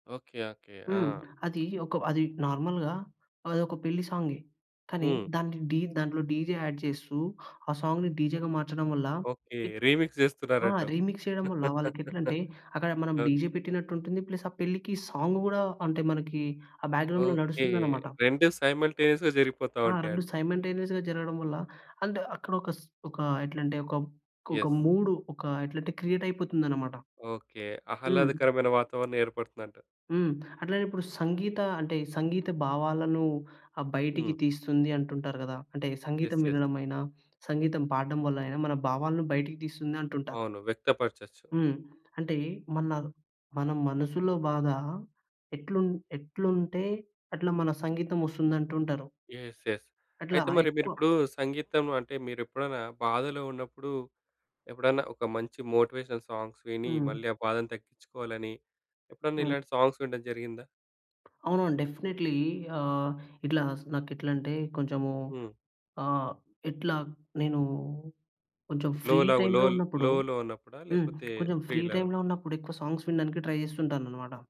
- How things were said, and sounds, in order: in English: "నార్మల్‌గా"; in English: "డీజే యాడ్"; other noise; in English: "రీమిక్స్"; in English: "రీమిక్స్"; in English: "డీజే"; giggle; in English: "ప్లస్"; in English: "బ్యాక్‌గ్రౌండ్‌లో"; in English: "సైమల్టేనియస్‌గా"; in English: "సైమ‌న్‌టేనియస్‌గా"; in English: "యెస్"; in English: "క్రియేట్"; in English: "యెస్. యెస్"; in English: "యెస్. యెస్"; in English: "మోటివేషనల్ సాంగ్స్"; in English: "సాంగ్స్"; tapping; in English: "డెఫినెట్లీ"; in English: "ఫ్రీ టైమ్‌లో"; in English: "లో లవ్"; in English: "ఫ్రీ టైమ్‌లో"; in English: "లో"; in English: "ఫ్రీ"; in English: "సాంగ్స్"; in English: "ట్రై"
- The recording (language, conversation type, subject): Telugu, podcast, సంగీతం మీ బాధను తగ్గించడంలో ఎలా సహాయపడుతుంది?